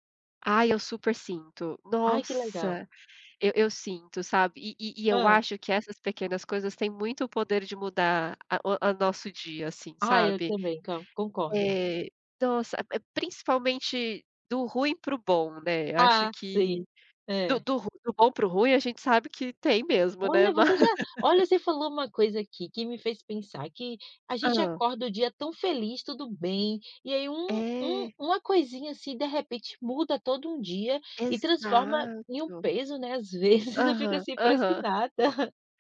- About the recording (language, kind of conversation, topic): Portuguese, unstructured, O que te faz sentir verdadeiramente feliz no dia a dia?
- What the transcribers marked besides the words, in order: laughing while speaking: "Mas"; chuckle